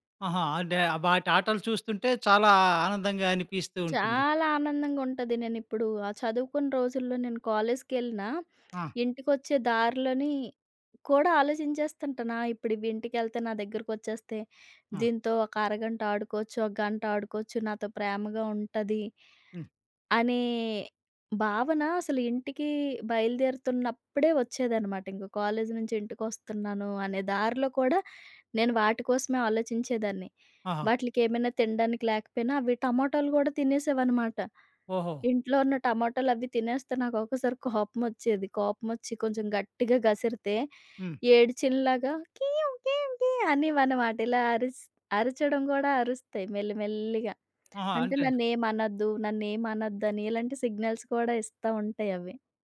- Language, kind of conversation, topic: Telugu, podcast, పెంపుడు జంతువును మొదటిసారి పెంచిన అనుభవం ఎలా ఉండింది?
- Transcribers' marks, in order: tapping; other background noise; other noise; in English: "సిగ్నల్స్"